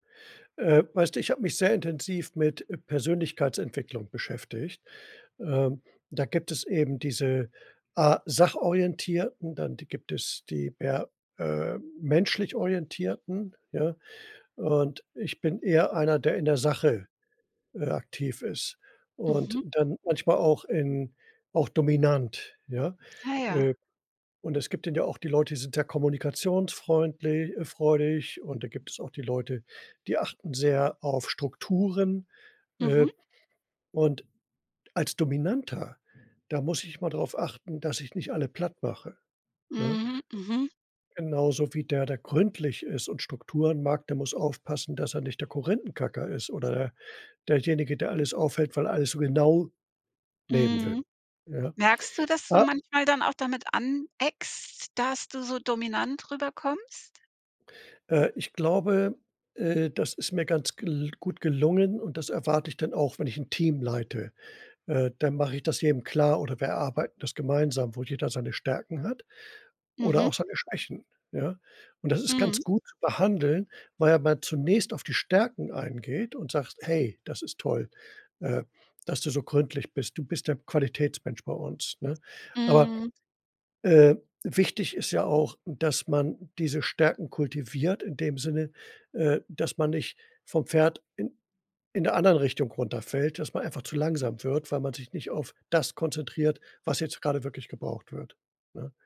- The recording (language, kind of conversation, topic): German, podcast, Wie gehst du mit Selbstzweifeln um?
- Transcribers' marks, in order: other background noise; unintelligible speech